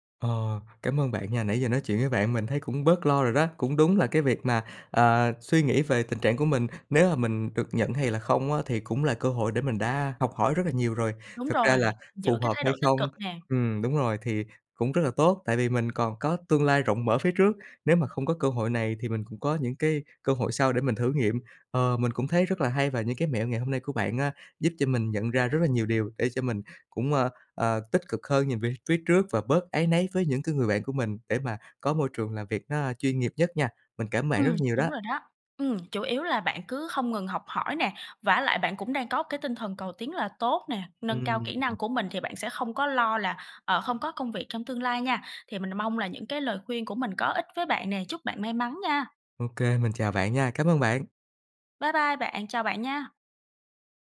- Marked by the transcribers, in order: tapping; other background noise
- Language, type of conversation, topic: Vietnamese, advice, Bạn nên làm gì để cạnh tranh giành cơ hội thăng chức với đồng nghiệp một cách chuyên nghiệp?